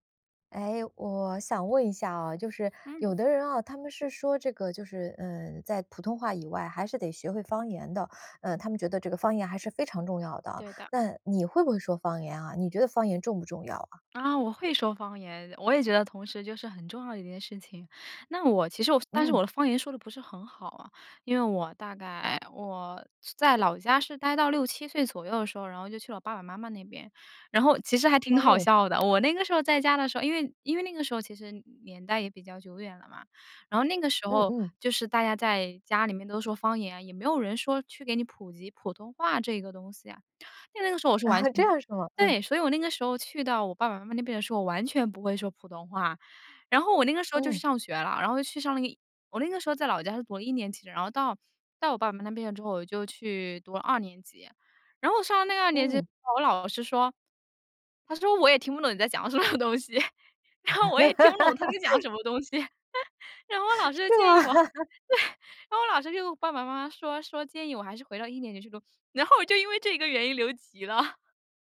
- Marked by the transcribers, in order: laughing while speaking: "还挺好笑的"; other background noise; laughing while speaking: "啊，这样是吗？"; laughing while speaking: "什么东西。 然后我也听不 … 师就建议我 对"; laugh; laughing while speaking: "是吗？"; laugh; laughing while speaking: "然后我就因为这个原因留级了"
- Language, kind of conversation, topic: Chinese, podcast, 你怎么看待方言的重要性？